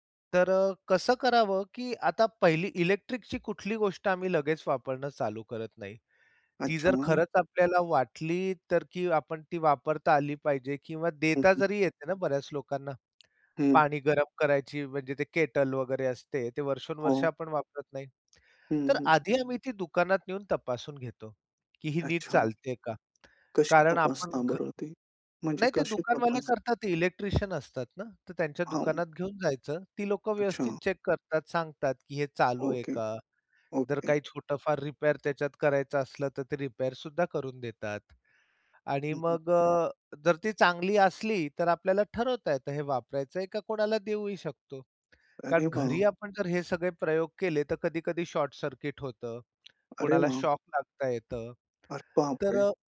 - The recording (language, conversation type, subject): Marathi, podcast, जुन्या वस्तू पुन्हा वापरण्यासाठी तुम्ही कोणते उपाय करता?
- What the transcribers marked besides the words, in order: other background noise; chuckle; in English: "चेक"; tapping